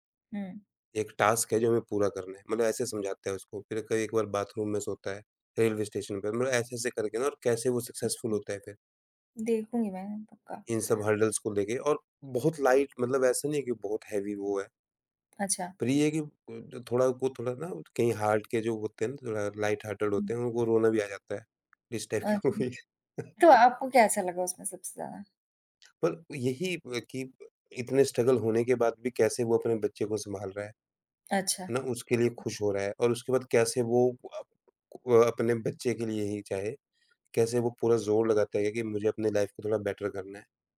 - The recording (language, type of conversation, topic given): Hindi, unstructured, आपने आखिरी बार कौन-सी फ़िल्म देखकर खुशी महसूस की थी?
- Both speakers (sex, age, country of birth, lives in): female, 50-54, India, United States; male, 35-39, India, India
- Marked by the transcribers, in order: in English: "टास्क"; in English: "बाथरूम"; in English: "सक्सेसफुल"; other noise; tapping; in English: "हर्डल्स"; in English: "लाइट"; in English: "हेवी"; in English: "हार्ट"; in English: "लाइट हार्टेड"; laughing while speaking: "इस टाइप की मूवी है"; in English: "टाइप"; in English: "मूवी"; chuckle; in English: "स्ट्रगल"; in English: "लाइफ़"; in English: "बेटर"